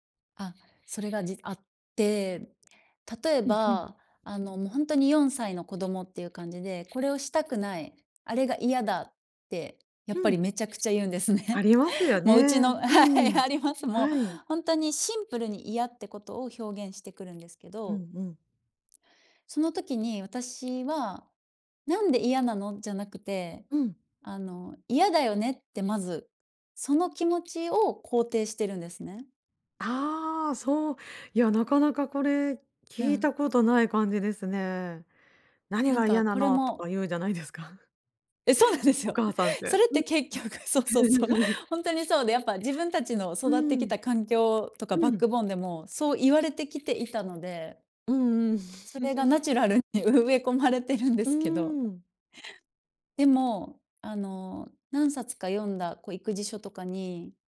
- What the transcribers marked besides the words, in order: other background noise; laughing while speaking: "言うんですね"; laughing while speaking: "はい、あります"; chuckle; laughing while speaking: "結局"; laugh; giggle
- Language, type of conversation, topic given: Japanese, podcast, 子どもの自己肯定感を育てるには、親はどのように関わればよいですか？